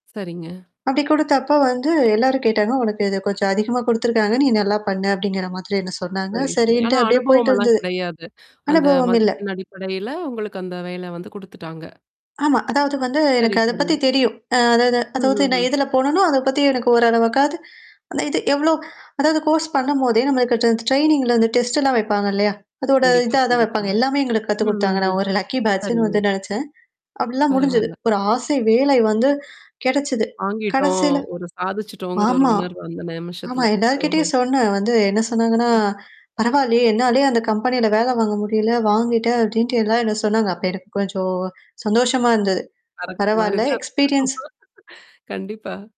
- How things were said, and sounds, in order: static; mechanical hum; distorted speech; tapping; in English: "கோர்ஸ்"; in English: "ட்ரெய்னிங்ல"; in English: "டெஸ்ட்ட்ல்லாம்"; in English: "லக்கி பேட்சுன்னு"; laughing while speaking: "கரெக்ட் மாரிதான்"; in English: "கரெக்ட்"; in English: "எக்ஸ்பீரியன்ஸ்"
- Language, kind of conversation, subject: Tamil, podcast, விரும்பிய வேலை கிடைக்காமல் இருக்கும் போது, நீங்கள் உங்களை எப்படி ஊக்கப்படுத்திக் கொள்கிறீர்கள்?